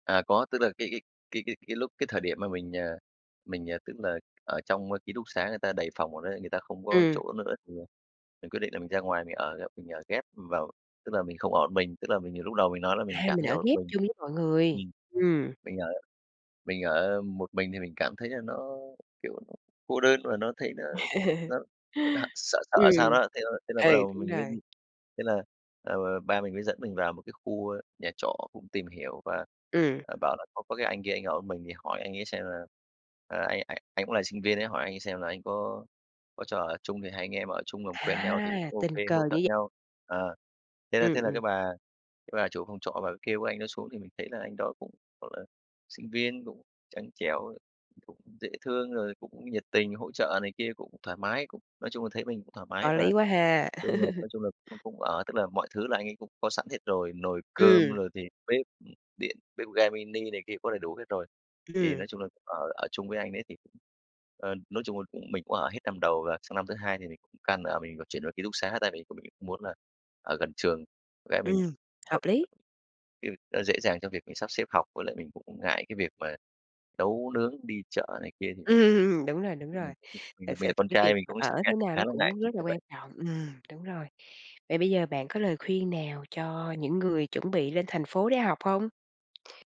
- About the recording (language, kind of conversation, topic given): Vietnamese, podcast, Trải nghiệm rời quê lên thành phố của bạn thế nào?
- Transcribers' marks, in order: tapping; laugh; laugh; unintelligible speech; laughing while speaking: "Ừm"